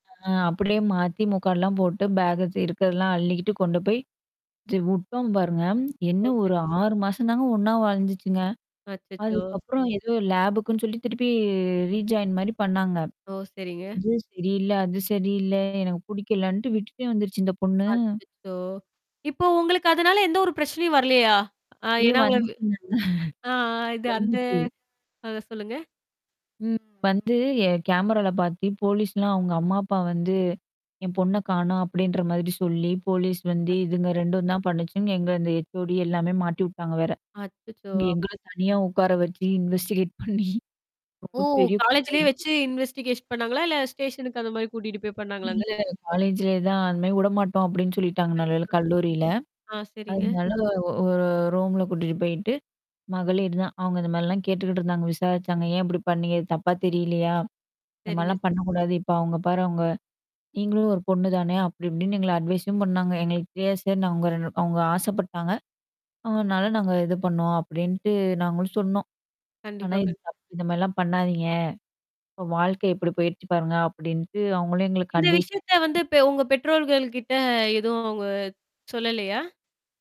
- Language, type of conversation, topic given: Tamil, podcast, காதல் மற்றும் நட்பு போன்ற உறவுகளில் ஏற்படும் அபாயங்களை நீங்கள் எவ்வாறு அணுகுவீர்கள்?
- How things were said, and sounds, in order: static; in English: "பேக்க"; unintelligible speech; tapping; distorted speech; in English: "லேபக்குன்னு"; in English: "ரீஜாயின்"; laughing while speaking: "வந்துச்சிங்கன்றேன். வந்துச்சி"; mechanical hum; in English: "கேமரால"; in English: "இன்வெஸ்டிகேட்"; laughing while speaking: "பண்ணி"; in English: "காலேஜ்லயே"; in English: "இன்வெஸ்டிகேஷன்"; in English: "ஸ்டேஷனுக்கு"; in English: "காலேஜ்லயே"; in English: "ரூம்ல"; in English: "அட்வைஸும்"; in English: "அட்வைஸ்"